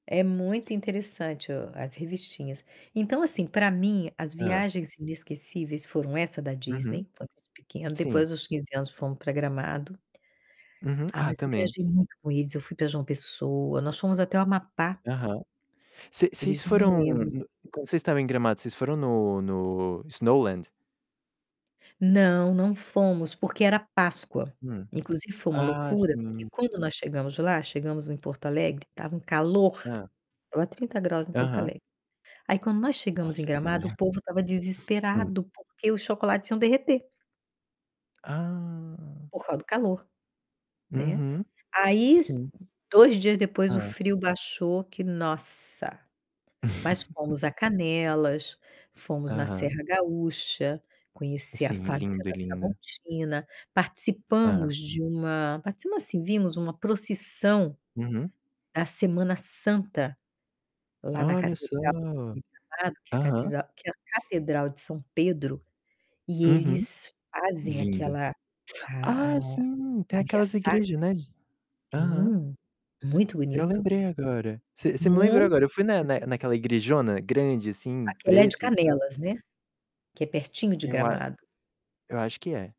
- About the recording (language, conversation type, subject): Portuguese, unstructured, Qual foi uma viagem inesquecível que você fez com a sua família?
- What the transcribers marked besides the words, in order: static; tapping; distorted speech; chuckle; drawn out: "Ah"; other background noise; laugh; gasp